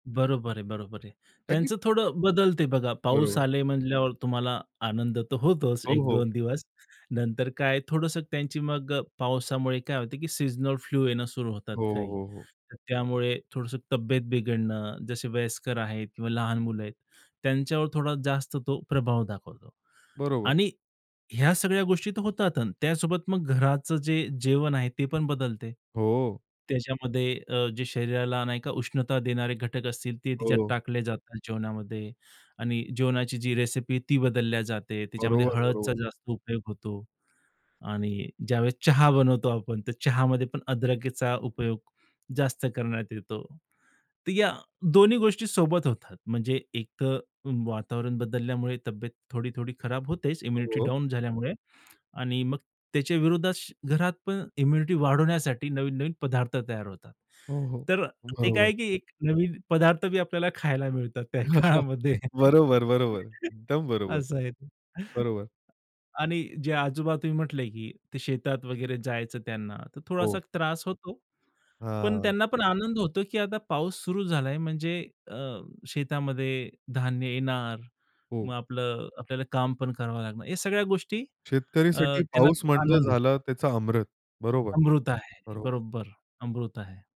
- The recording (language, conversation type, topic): Marathi, podcast, पाऊस सुरु झाला की घरातील वातावरण आणि दैनंदिन जीवनाचा अनुभव कसा बदलतो?
- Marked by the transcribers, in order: in English: "सीझनल फ्लू"; "हळदीचा" said as "हळदचा"; in English: "इम्युनिटी डाउन"; "विरोधात" said as "विरोधाश"; in English: "इम्युनिटी"; chuckle; laughing while speaking: "त्या काळामध्ये. असं आहे ते"; chuckle